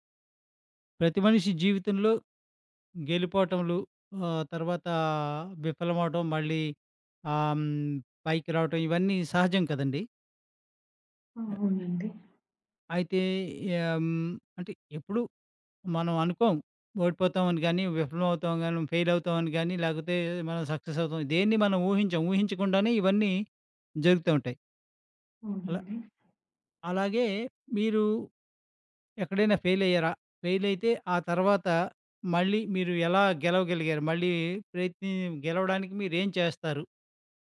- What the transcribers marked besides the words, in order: in English: "ఫెయిల్"; in English: "సక్సెస్"; in English: "ఫెయిల్"; in English: "ఫెయిల్"
- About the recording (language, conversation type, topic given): Telugu, podcast, విఫలమైన తర్వాత మళ్లీ ప్రయత్నించేందుకు మీరు ఏమి చేస్తారు?